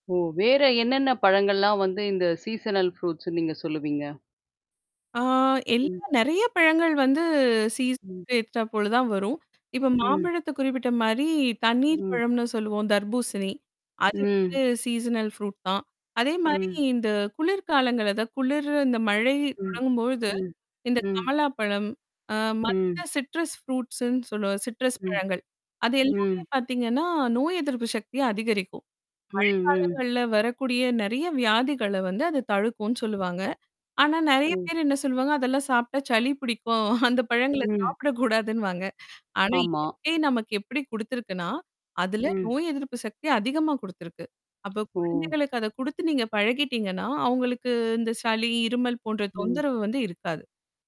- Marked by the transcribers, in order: in English: "சீசனல் ஃப்ரூட்ஸ்ன்னு"; distorted speech; in English: "சீசனக்கு"; other background noise; other noise; tapping; in English: "சீசனல் ஃப்ரூட்"; drawn out: "ம்"; in English: "சிட்ரஸ் ஃப்ரூட்ஸ்ன்னு"; in English: "சிட்ரஸ்"; "தடுக்கும்னு" said as "தழுக்குன்னு"; laughing while speaking: "சாப்பிடக்கூடாதுன்னுவாங்க"; mechanical hum; static
- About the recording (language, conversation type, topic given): Tamil, podcast, சீசனல் பொருட்களுக்கு முன்னுரிமை கொடுத்தால் ஏன் நல்லது?